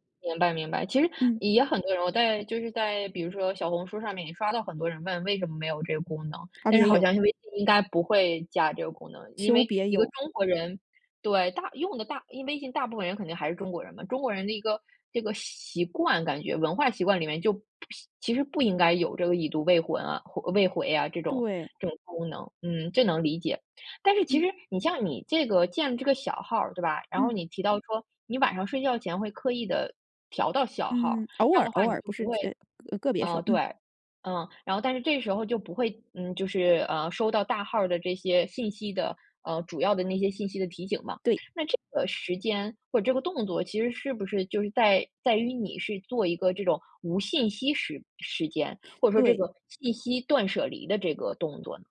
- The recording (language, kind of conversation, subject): Chinese, podcast, 信息过多会让你焦虑吗？你怎么缓解？
- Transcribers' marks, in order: none